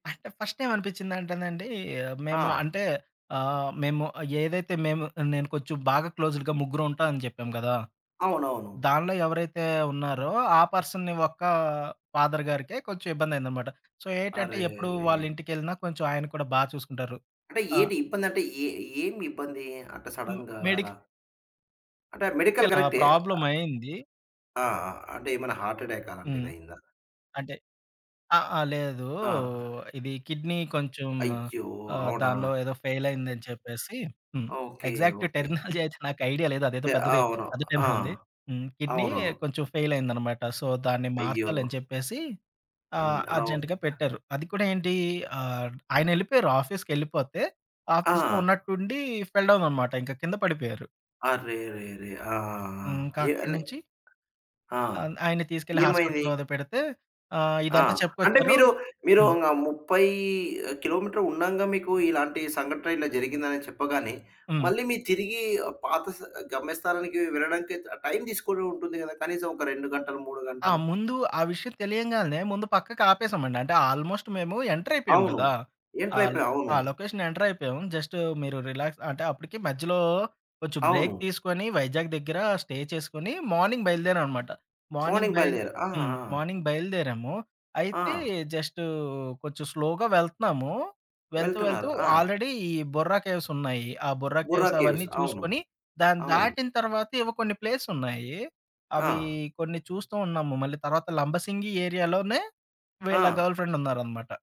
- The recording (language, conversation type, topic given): Telugu, podcast, మధ్యలో విభేదాలున్నప్పుడు నమ్మకం నిలబెట్టుకోవడానికి మొదటి అడుగు ఏమిటి?
- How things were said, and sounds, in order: in English: "క్లోజ్డ్‌గా"; in English: "పర్సన్‌ని"; other background noise; in English: "ఫాదర్"; in English: "సో"; in English: "సడెన్‌గా"; in English: "మెడికల్"; in English: "ప్రాబ్లమ్"; in English: "హార్ట్అటాక్"; in English: "ఫెయిల్"; in English: "ఎగ్జాక్ట్ టెర్మినాలజీ"; giggle; unintelligible speech; in English: "ఫెయిల్"; in English: "సో"; in English: "అర్జెంట్‌గా"; in English: "అండ్"; in English: "ఆఫీస్‌లో"; in English: "ఫెల్‌డౌన్"; tapping; in English: "ఆల్మోస్ట్"; in English: "ఎంటర్"; in English: "ఎంటర్"; in English: "లొకేషన్ ఎంటర్"; in English: "రిలాక్స్"; in English: "బ్రేక్"; in English: "స్టే"; in English: "మార్నింగ్"; in English: "మార్నింగ్"; in English: "మార్నింగ్"; in English: "మార్నింగ్"; in English: "స్లోగా"; in English: "ఆల్రెడీ"; in English: "ప్లేస్"; in English: "గర్ల్ ఫ్రెండ్"